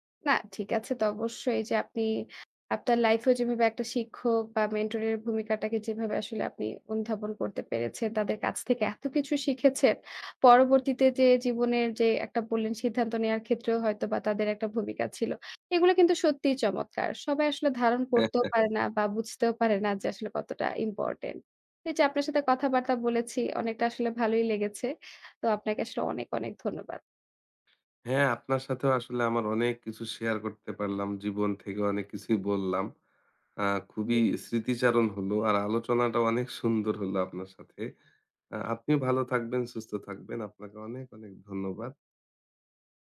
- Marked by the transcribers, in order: laughing while speaking: "হ্যাঁ, হ্যাঁ"; other background noise
- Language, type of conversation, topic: Bengali, podcast, আপনার জীবনে কোনো শিক্ষক বা পথপ্রদর্শকের প্রভাবে আপনি কীভাবে বদলে গেছেন?